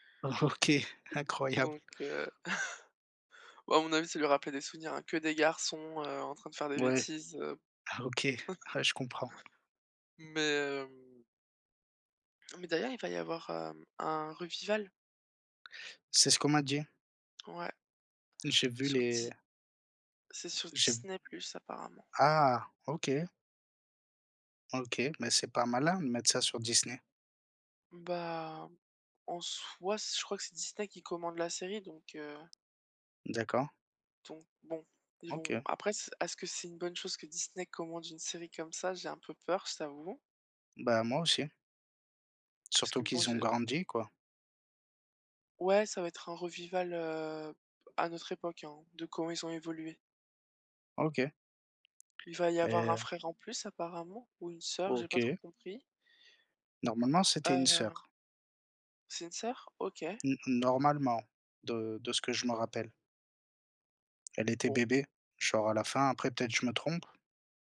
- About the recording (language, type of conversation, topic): French, unstructured, Quel rôle les plateformes de streaming jouent-elles dans vos loisirs ?
- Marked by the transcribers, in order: laughing while speaking: "OK"; chuckle; tapping; chuckle; in English: "revival"